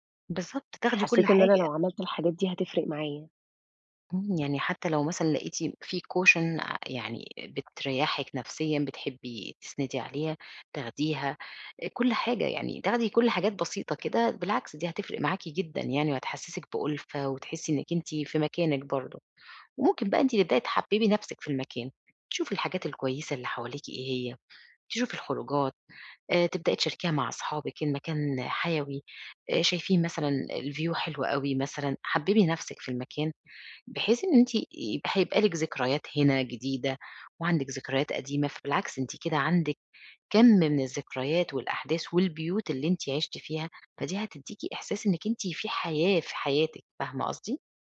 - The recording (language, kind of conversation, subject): Arabic, advice, إزاي أتعامل مع قلقي لما بفكر أستكشف أماكن جديدة؟
- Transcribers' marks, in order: in English: "cousin"; other background noise; in English: "الview"